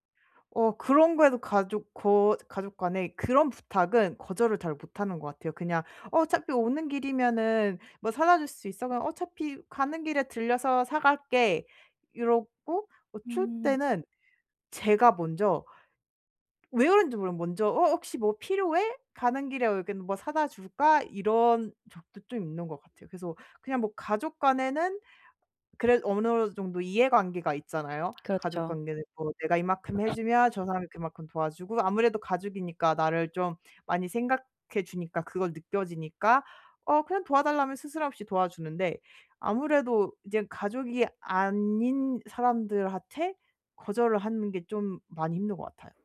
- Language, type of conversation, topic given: Korean, advice, 어떻게 하면 죄책감 없이 다른 사람의 요청을 자연스럽게 거절할 수 있을까요?
- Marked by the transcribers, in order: tapping; other background noise